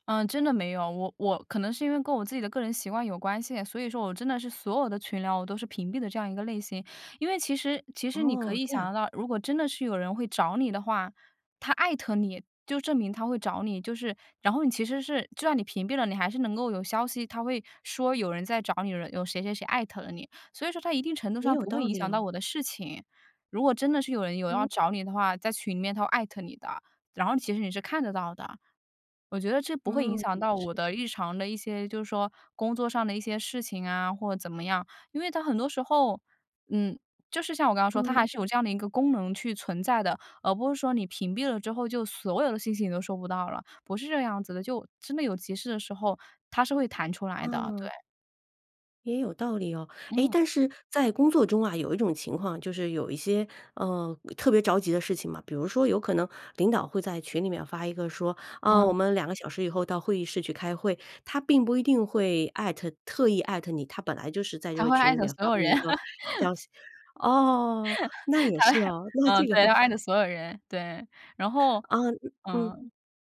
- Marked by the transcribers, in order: other background noise; laugh; laughing while speaking: "他艾"; laughing while speaking: "这个话"; chuckle
- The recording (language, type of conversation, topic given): Chinese, podcast, 家人群里消息不断时，你该怎么做才能尽量不被打扰？